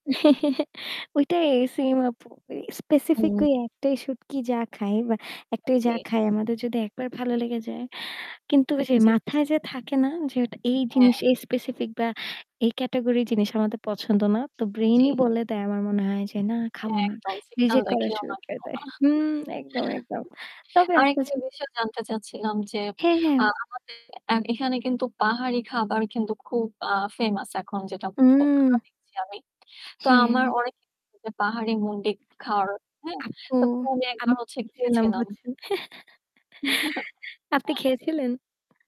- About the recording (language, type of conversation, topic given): Bengali, unstructured, ভ্রমণে গিয়ে নতুন খাবার খেতে আপনার কেমন লাগে?
- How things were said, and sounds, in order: static; laugh; in English: "সেম"; in English: "স্পেসিফিকালি"; other background noise; in English: "স্পেসিফিক"; tapping; in English: "রিজেক্ট"; distorted speech; chuckle; unintelligible speech; laugh; chuckle